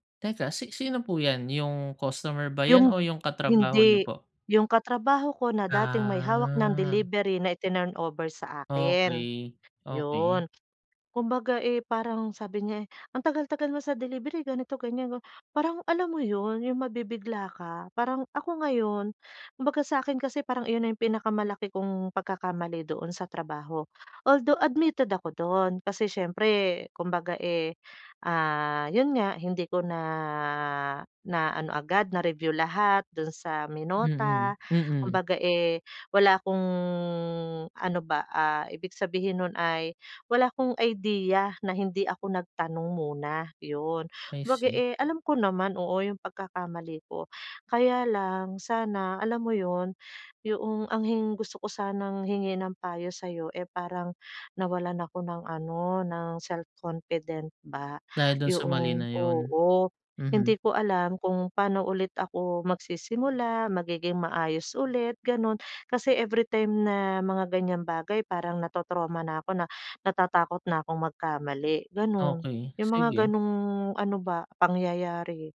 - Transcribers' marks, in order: angry: "Ang tagal-tagal mo sa delivery, ganito, ganyan"; sad: "Parang alam mo 'yun, yung mabibigla ka"; breath; in English: "Although admitted"; gasp; gasp; gasp; gasp; gasp; sad: "parang nawalan ako ng ano … maayos ulit, gano'n"; gasp; gasp; gasp
- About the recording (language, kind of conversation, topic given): Filipino, advice, Paano ako makakaayos at makakabangon muli matapos gumawa ng malaking pagkakamali sa trabaho?
- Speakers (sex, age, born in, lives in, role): female, 40-44, Philippines, Philippines, user; male, 30-34, Philippines, Philippines, advisor